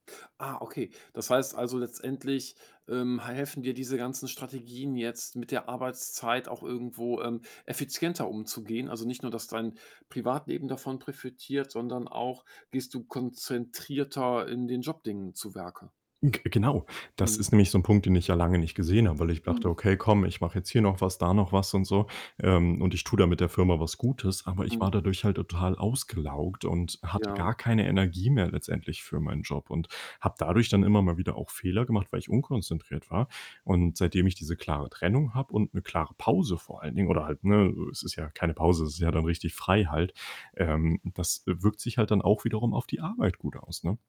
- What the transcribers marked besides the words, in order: "profitiert" said as "prefetiert"; static
- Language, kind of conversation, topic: German, podcast, Wie setzt du klare Grenzen zwischen Job und Privatleben?